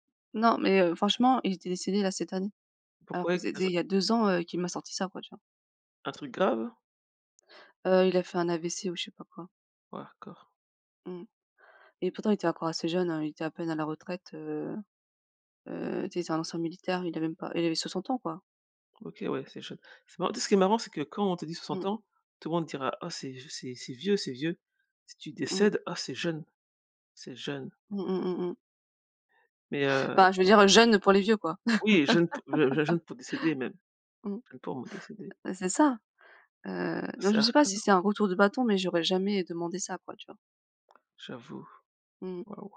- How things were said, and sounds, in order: unintelligible speech; other noise; laugh; unintelligible speech
- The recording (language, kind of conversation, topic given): French, unstructured, Est-il acceptable de manipuler pour réussir ?